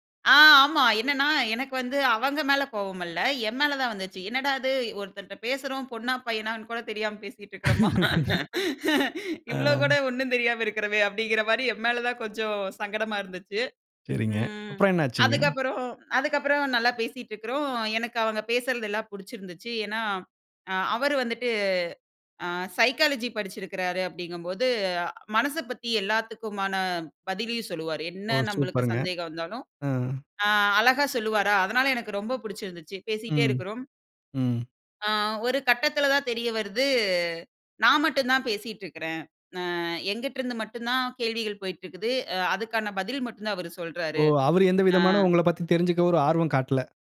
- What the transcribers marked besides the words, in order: laugh; unintelligible speech; "அதனா" said as "அதனால"; "காட்டல" said as "காட்ல"
- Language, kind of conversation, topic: Tamil, podcast, ஒரு உறவு முடிந்ததற்கான வருத்தத்தை எப்படிச் சமாளிக்கிறீர்கள்?